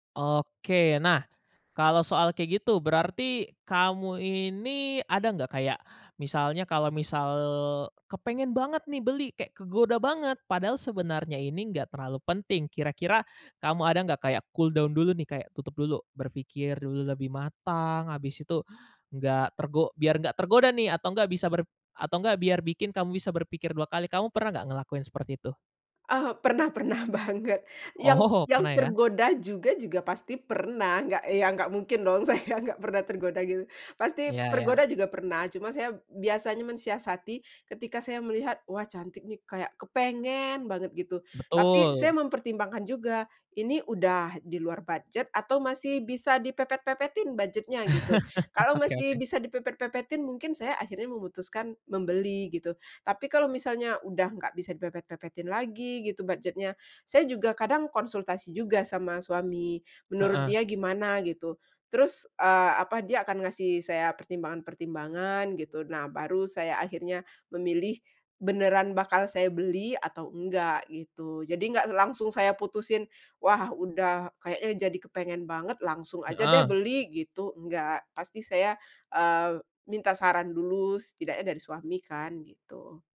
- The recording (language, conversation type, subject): Indonesian, podcast, Bagaimana kamu mengatur belanja bulanan agar hemat dan praktis?
- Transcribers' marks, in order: in English: "cooldown"; laughing while speaking: "pernah pernah banget"; laughing while speaking: "Oh"; laughing while speaking: "saya"; chuckle